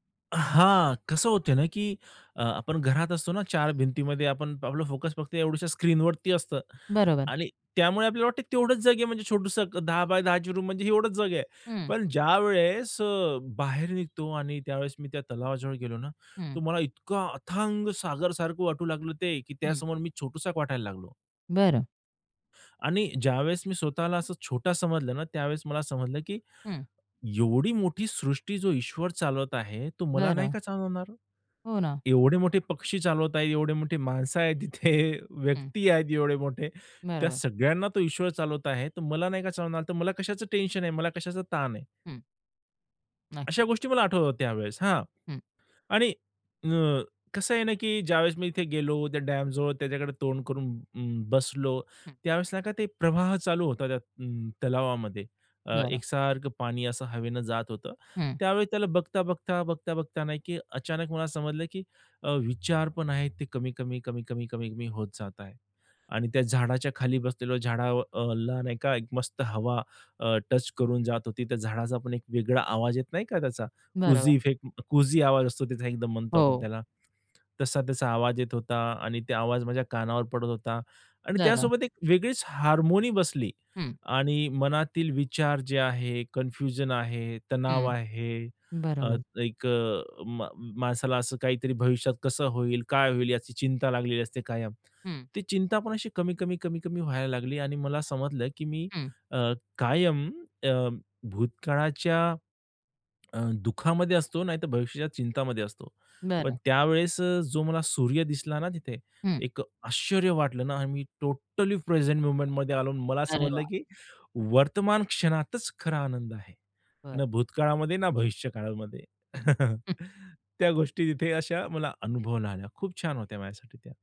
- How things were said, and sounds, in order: tapping; other background noise; in English: "रूम"; laughing while speaking: "तिथे व्यक्ती आहेत एवढे मोठे"; in English: "कुझी इफेक्ट"; in English: "कुझी"; in English: "हार्मोनी"; swallow; in English: "मोमेंटमध्ये"; chuckle; "अनुभवाला आले" said as "अनुभुन आल्या"
- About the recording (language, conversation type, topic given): Marathi, podcast, निसर्गाची शांतता तुझं मन कसं बदलते?